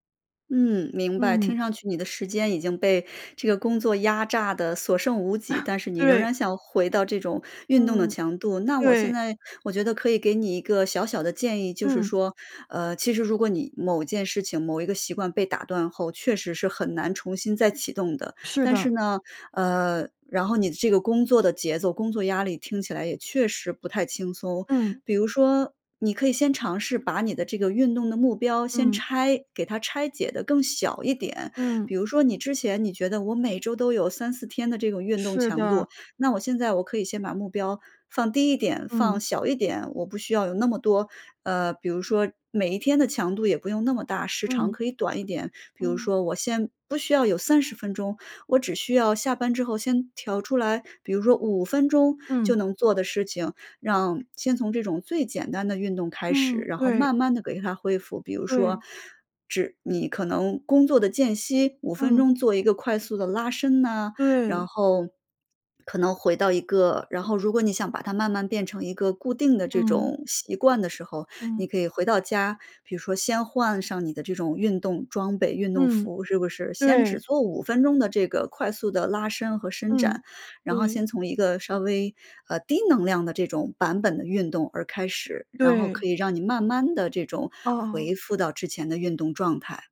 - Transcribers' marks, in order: chuckle; other background noise
- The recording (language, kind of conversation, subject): Chinese, advice, 难以坚持定期锻炼，常常半途而废